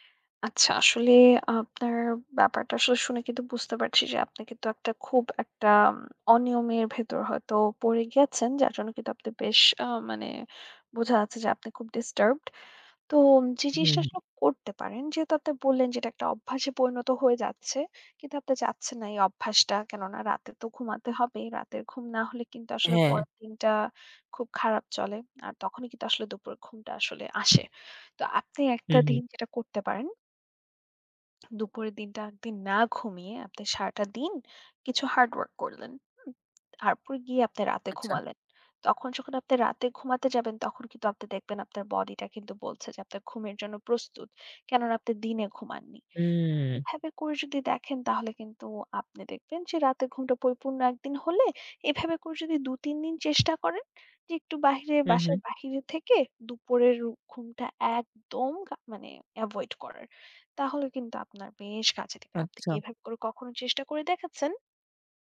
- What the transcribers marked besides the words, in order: tapping; other background noise; in English: "avoid"; tongue click
- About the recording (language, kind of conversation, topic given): Bengali, advice, দুপুরের ঘুমানোর অভ্যাস কি রাতের ঘুমে বিঘ্ন ঘটাচ্ছে?